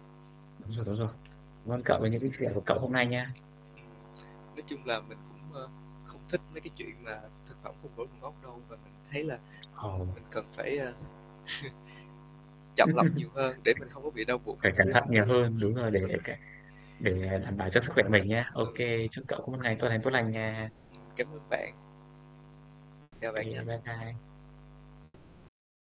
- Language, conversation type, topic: Vietnamese, unstructured, Bạn nghĩ sao về việc các quán ăn sử dụng nguyên liệu không rõ nguồn gốc?
- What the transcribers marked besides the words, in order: mechanical hum; tapping; distorted speech; chuckle; other background noise; laugh